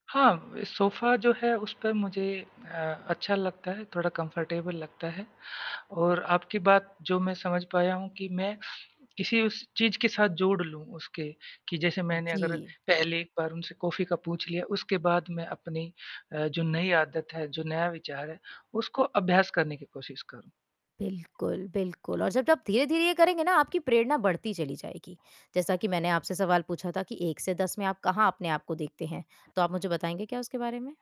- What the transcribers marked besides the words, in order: mechanical hum; in English: "कम्फर्टेबल"; static; tapping
- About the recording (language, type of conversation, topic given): Hindi, advice, आप नए विचारों को रोज़ाना के अभ्यास में बदलने में किन अड़चनों का सामना कर रहे हैं?
- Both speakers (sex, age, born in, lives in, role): female, 20-24, India, India, advisor; male, 40-44, India, India, user